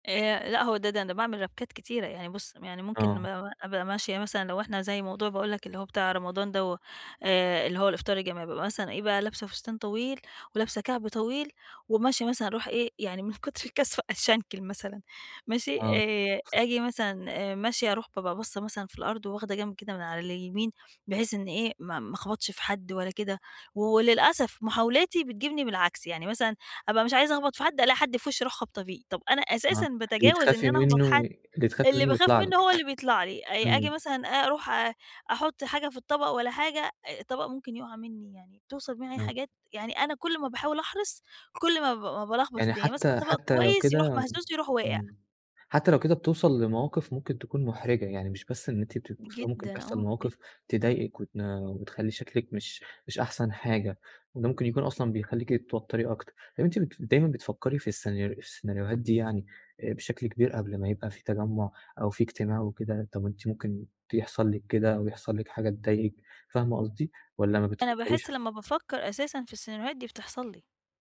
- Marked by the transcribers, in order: tapping; laughing while speaking: "من كُتْر الكسْفة أتشنْكل مثلًا"; other background noise; in English: "السيناريوهات"; in English: "السيناريوهات"
- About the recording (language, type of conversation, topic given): Arabic, advice, إزاي أتعامل مع القلق والكسوف لما أروح حفلات أو أطلع مع صحابي؟